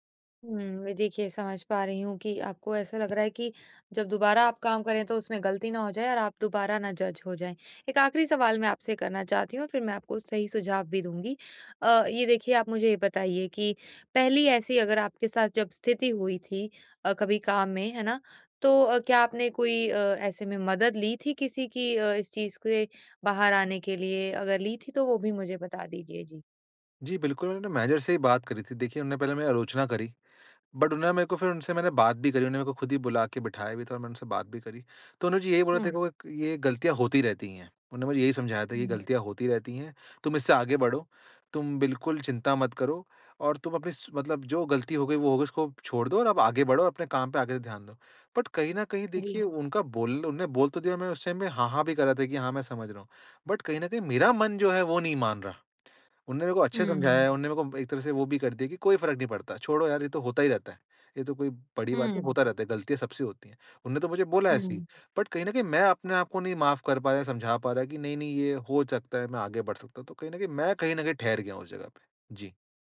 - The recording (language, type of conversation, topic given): Hindi, advice, गलती के बाद बिना टूटे फिर से संतुलन कैसे बनाऊँ?
- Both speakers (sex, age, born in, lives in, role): female, 25-29, India, India, advisor; male, 25-29, India, India, user
- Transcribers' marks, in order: in English: "जज"; in English: "बट"; in English: "बट"; in English: "टाइम"; in English: "बट"; in English: "बट"